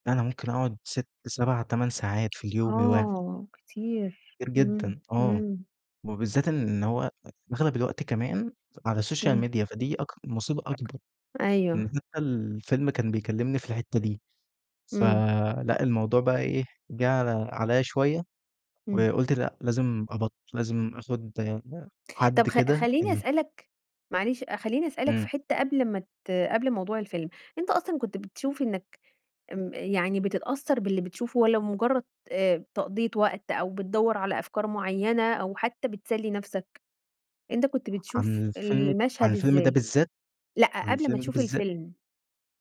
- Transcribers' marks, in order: tapping; in English: "السوشيال ميديا"
- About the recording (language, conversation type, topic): Arabic, podcast, احكيلي عن تجربتك مع الصيام عن السوشيال ميديا؟